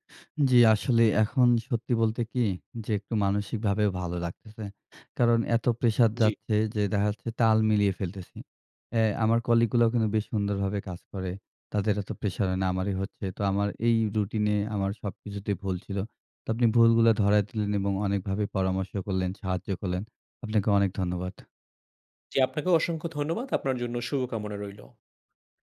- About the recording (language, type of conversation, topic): Bengali, advice, কাজের অগ্রাধিকার ঠিক করা যায় না, সময় বিভক্ত হয়
- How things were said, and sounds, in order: none